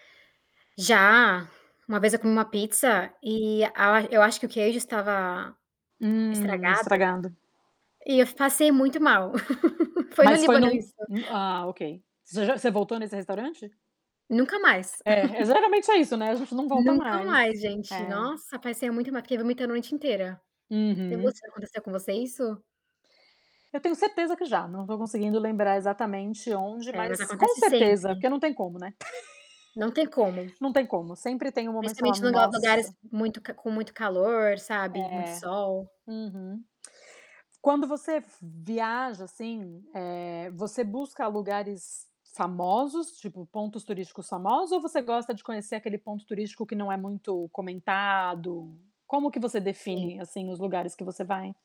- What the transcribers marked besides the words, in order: tapping; distorted speech; laugh; chuckle; chuckle
- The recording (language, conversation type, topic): Portuguese, unstructured, O que você gosta de experimentar quando viaja?
- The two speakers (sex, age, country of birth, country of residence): female, 25-29, Brazil, United States; female, 40-44, Brazil, United States